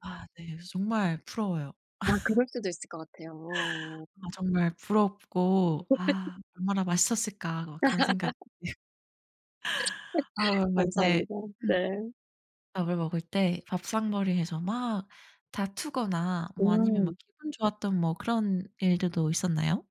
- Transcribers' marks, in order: laugh; laugh; other background noise; laugh; throat clearing
- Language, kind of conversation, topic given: Korean, podcast, 어릴 적 밥상에서 기억에 남는 게 있나요?